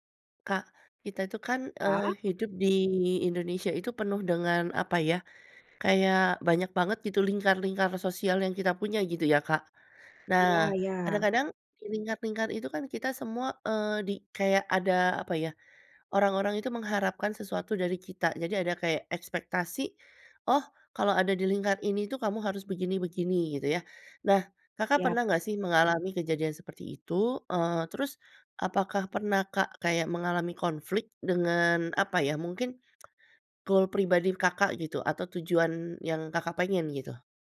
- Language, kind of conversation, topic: Indonesian, podcast, Bagaimana cara menyeimbangkan ekspektasi sosial dengan tujuan pribadi?
- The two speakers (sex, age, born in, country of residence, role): female, 25-29, Indonesia, Indonesia, guest; female, 40-44, Indonesia, Indonesia, host
- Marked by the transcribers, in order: tsk; in English: "goal"